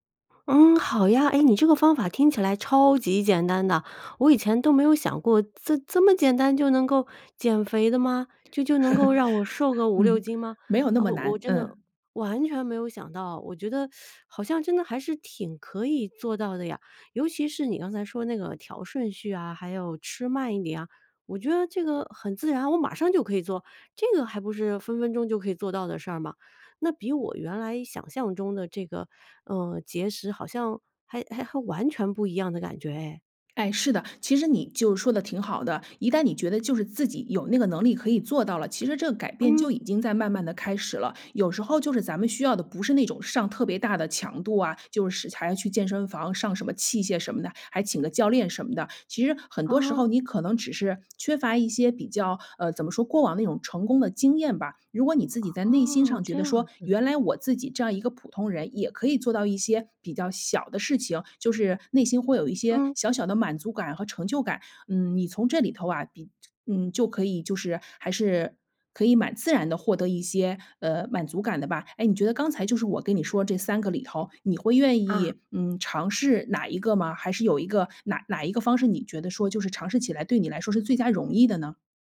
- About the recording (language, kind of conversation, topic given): Chinese, advice, 如果我想减肥但不想节食或过度运动，该怎么做才更健康？
- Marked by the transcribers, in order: stressed: "超级"; surprised: "这 这么简单就能够减肥的吗？"; laugh; teeth sucking; other noise